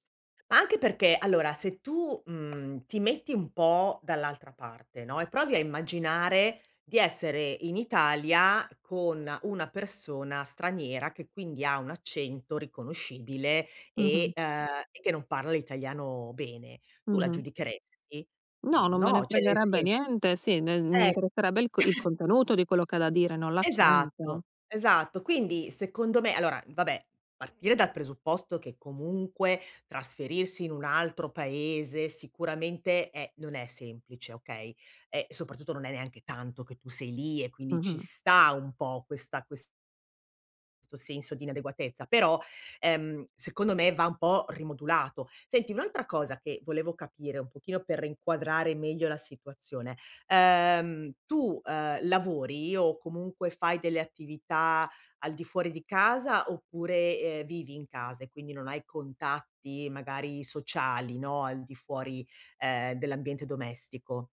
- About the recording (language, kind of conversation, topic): Italian, advice, Come posso superare il senso di inadeguatezza dopo un rifiuto?
- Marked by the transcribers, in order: tapping; "cioè" said as "ceh"; chuckle; other background noise